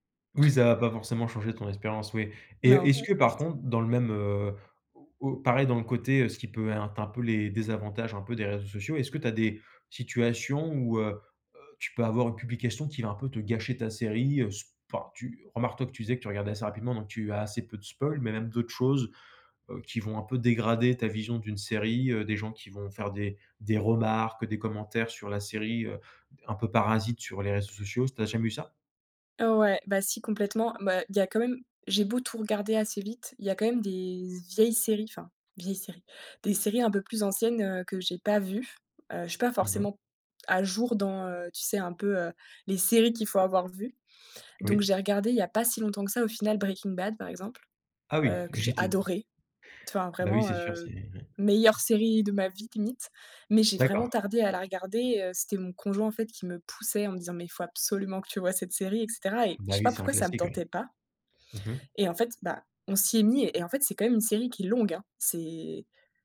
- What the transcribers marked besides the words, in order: stressed: "adoré"
- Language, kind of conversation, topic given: French, podcast, Comment les réseaux sociaux changent-ils notre façon de regarder et de suivre une série ?